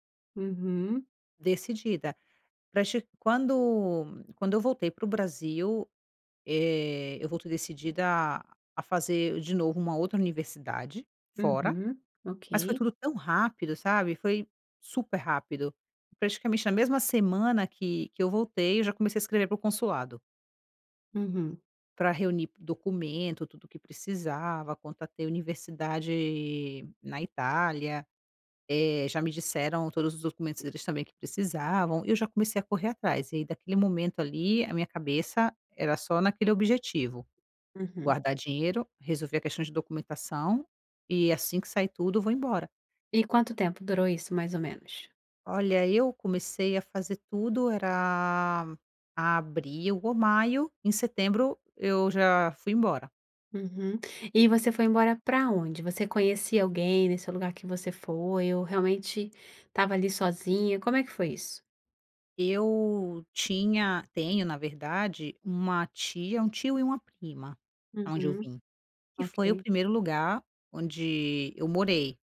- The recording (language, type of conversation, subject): Portuguese, podcast, Você já tomou alguma decisão improvisada que acabou sendo ótima?
- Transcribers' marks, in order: tapping